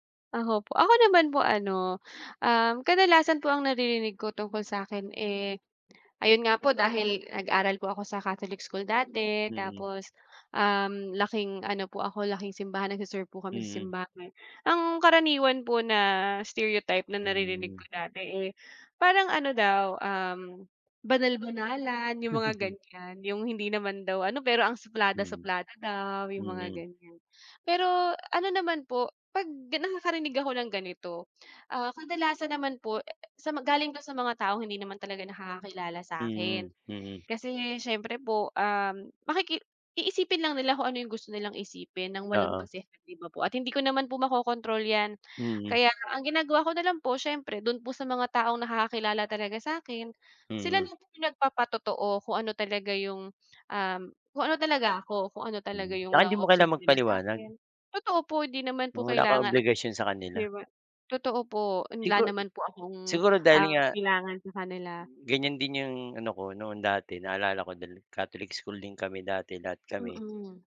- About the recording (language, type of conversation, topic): Filipino, unstructured, Paano mo hinaharap at nilalabanan ang mga stereotype tungkol sa iyo?
- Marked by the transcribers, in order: tapping; other background noise; chuckle